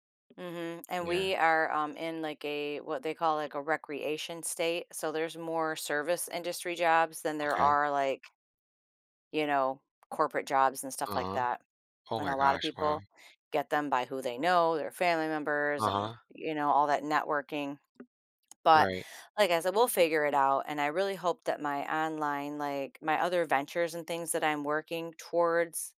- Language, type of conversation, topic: English, advice, How can I balance hobbies and relationship time?
- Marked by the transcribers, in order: other background noise; tapping